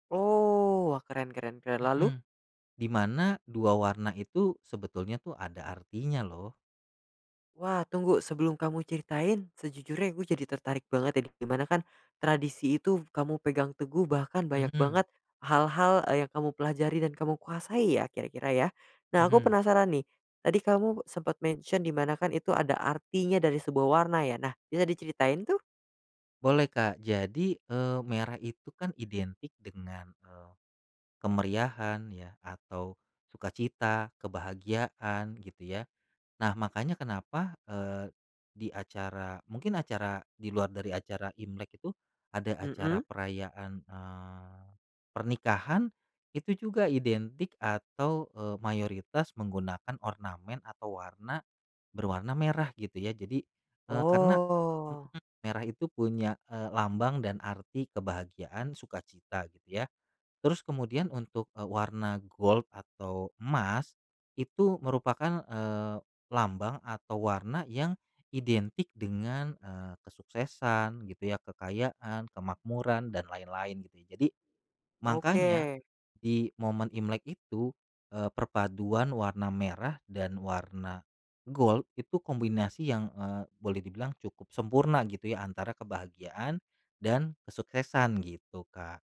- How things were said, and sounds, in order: in English: "mention"; in English: "gold"; in English: "gold"
- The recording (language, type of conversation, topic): Indonesian, podcast, Ceritakan tradisi keluarga apa yang selalu membuat suasana rumah terasa hangat?